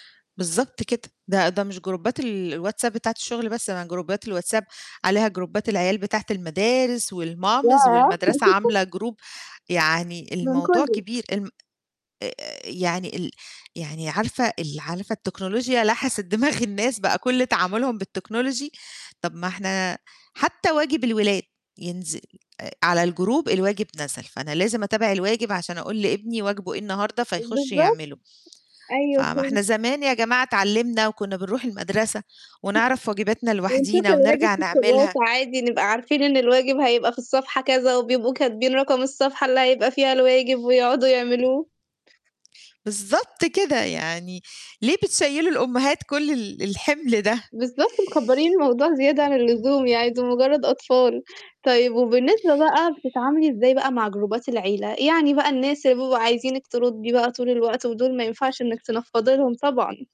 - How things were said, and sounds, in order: in English: "جروبات"; in English: "جروبات"; in English: "جروبات"; laugh; in English: "والماميز"; in English: "جروب"; "عارفة" said as "عالفة"; in English: "بالTechnology"; in English: "الجروب"; other noise; other background noise; distorted speech; in English: "جروبات"
- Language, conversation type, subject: Arabic, podcast, إزاي نقدر نحط حدود واضحة بين الشغل والبيت في زمن التكنولوجيا؟